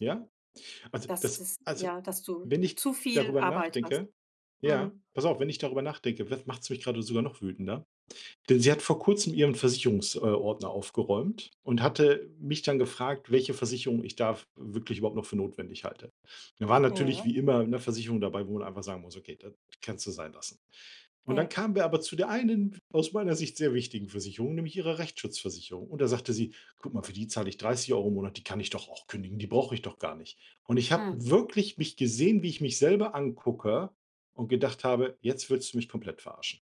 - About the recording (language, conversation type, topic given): German, advice, Wie finde ich am Wochenende eine gute Balance zwischen Erholung und produktiven Freizeitaktivitäten?
- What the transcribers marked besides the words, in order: stressed: "wirklich"